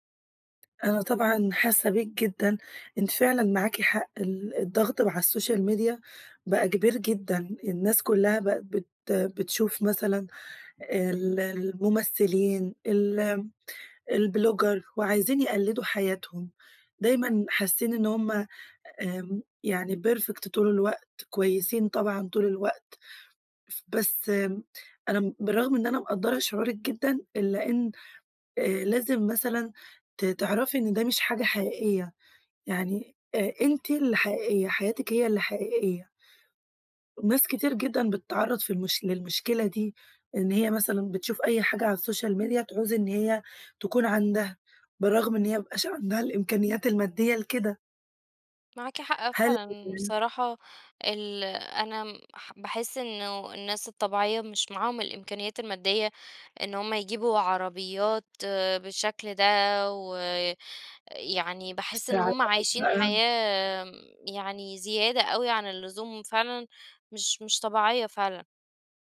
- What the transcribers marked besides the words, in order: tapping; in English: "السوشيال ميديا"; in English: "البلوجر"; in English: "perfect"; in English: "السوشيال ميديا"; unintelligible speech; unintelligible speech
- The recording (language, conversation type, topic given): Arabic, advice, ازاي ضغط السوشيال ميديا بيخلّيني أقارن حياتي بحياة غيري وأتظاهر إني مبسوط؟